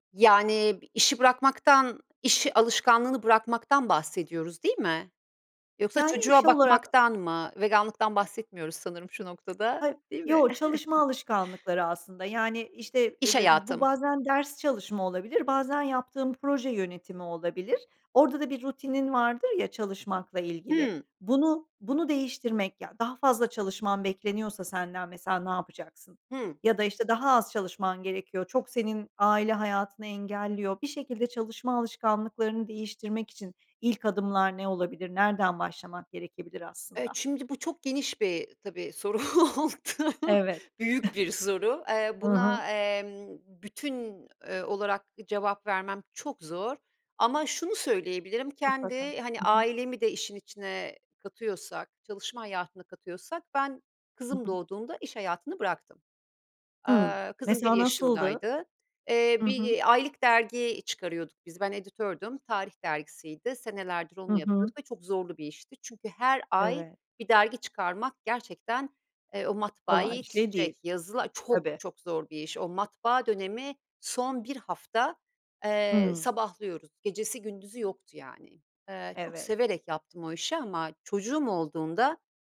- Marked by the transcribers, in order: tapping; other noise; unintelligible speech; chuckle; other background noise; laughing while speaking: "oldu"; giggle; stressed: "Çok çok"
- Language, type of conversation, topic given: Turkish, podcast, Alışkanlık değiştirirken ilk adımın ne olur?